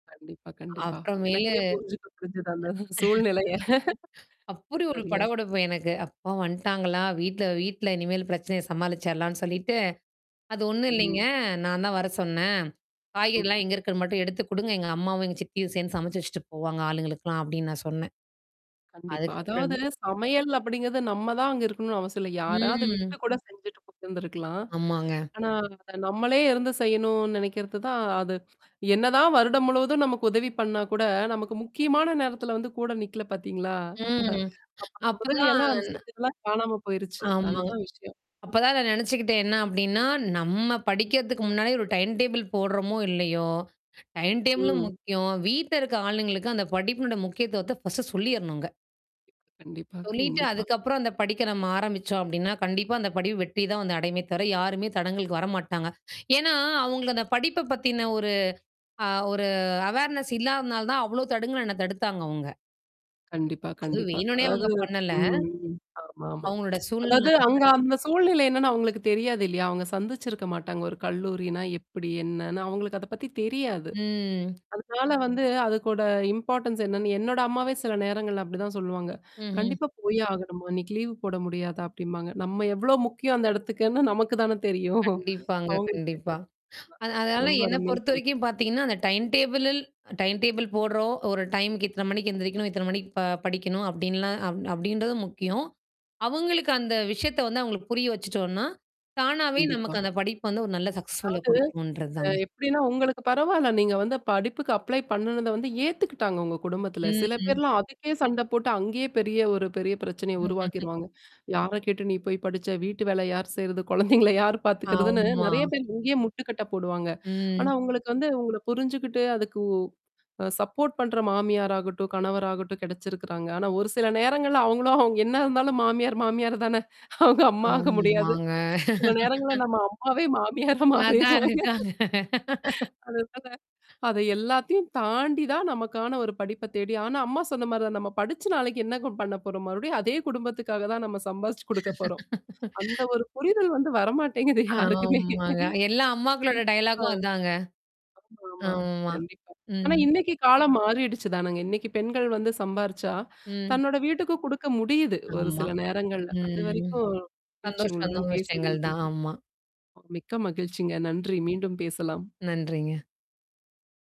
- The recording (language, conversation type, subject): Tamil, podcast, மீண்டும் படிக்கத் தொடங்குபவர் முதலில் என்ன செய்ய வேண்டும்?
- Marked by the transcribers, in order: mechanical hum; other noise; laugh; static; laugh; drawn out: "ம்"; laugh; in English: "டைம் டேபிள்"; in English: "டைம் டேபிளும்"; in English: "ஃபர்ஸ்ட்டு"; in English: "அவேர்னஸ்"; tapping; other background noise; tsk; distorted speech; drawn out: "ம்"; in English: "இம்பார்ட்டன்ஸ்"; laughing while speaking: "நமக்கு தானே தெரியும்"; in English: "டைம் டேபிள்ல டைம் டேபிள்"; in English: "சக்சஸ்ஃபுல்லா"; in English: "அப்ளை"; laugh; laughing while speaking: "குழந்தைங்கள யார் பார்த்தக்கறிறதுன்னு?"; in English: "சப்போர்ட்"; drawn out: "ஆமாங்க"; laugh; laughing while speaking: "மாமியார் மாமியார் தான, அவங்க அம்மாக முடியாது. சில நேரங்கள்ல நம்ம அம்மாவே மாமியார மாறிருவாங்க"; laugh; laugh; laughing while speaking: "ஒரு புரிதல் வந்து வரமாட்டேங்குது யாருக்குமே"; drawn out: "ஆமா"